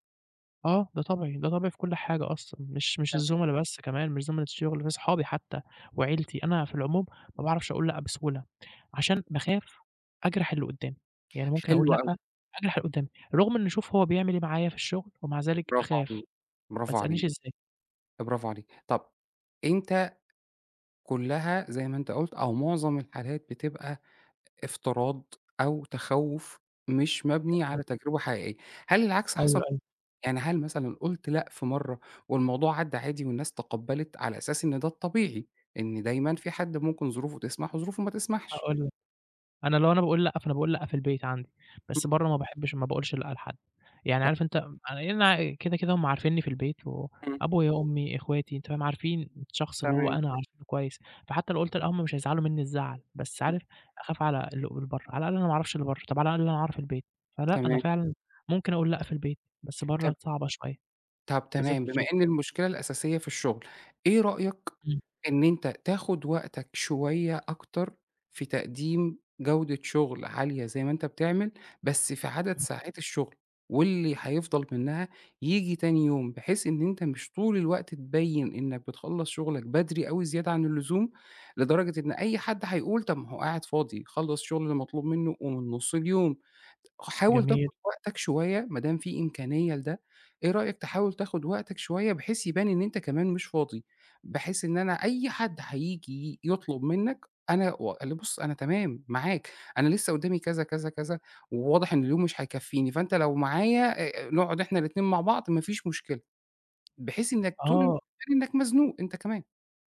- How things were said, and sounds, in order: other background noise; tapping
- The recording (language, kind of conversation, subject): Arabic, advice, إزاي أقدر أقول لا لزمايلي من غير ما أحس بالذنب؟